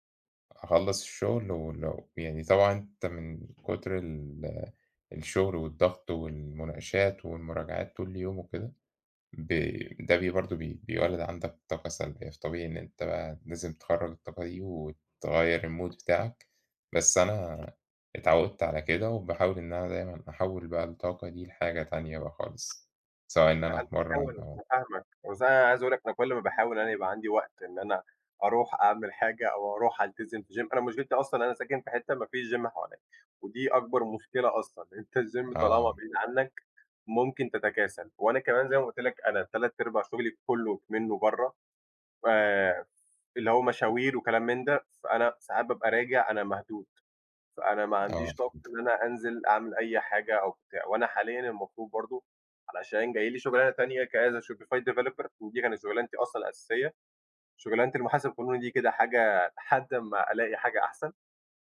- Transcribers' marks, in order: other background noise; in English: "المود"; in English: "gym"; in English: "gym"; laughing while speaking: "أنت"; in English: "الgym"; in English: "كas a shopify developer"
- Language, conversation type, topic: Arabic, unstructured, إزاي تحافظ على توازن بين الشغل وحياتك؟
- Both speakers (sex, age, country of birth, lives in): male, 20-24, Egypt, Egypt; male, 30-34, Egypt, Spain